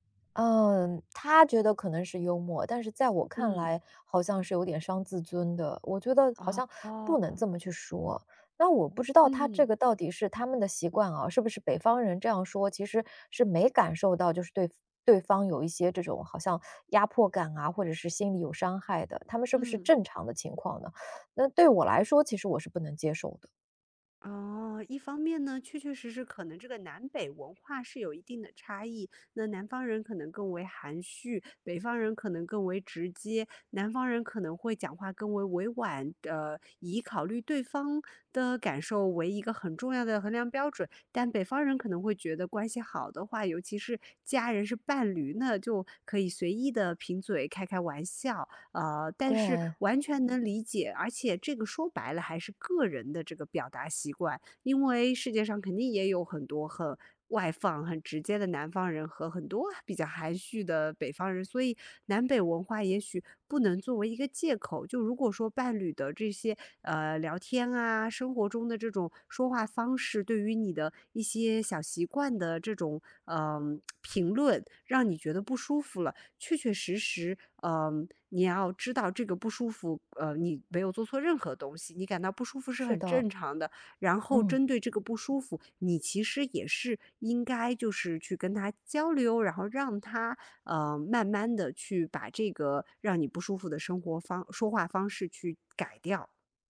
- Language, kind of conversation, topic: Chinese, advice, 当伴侣经常挑剔你的生活习惯让你感到受伤时，你该怎么沟通和处理？
- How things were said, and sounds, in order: lip smack